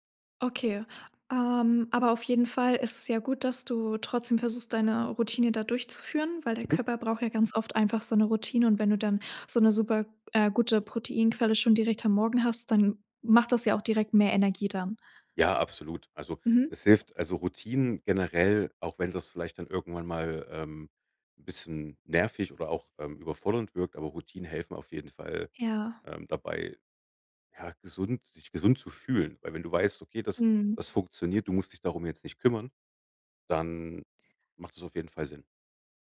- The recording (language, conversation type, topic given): German, podcast, Wie sieht deine Frühstücksroutine aus?
- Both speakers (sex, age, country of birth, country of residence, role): female, 18-19, Germany, Germany, host; male, 35-39, Germany, Germany, guest
- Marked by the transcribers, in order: none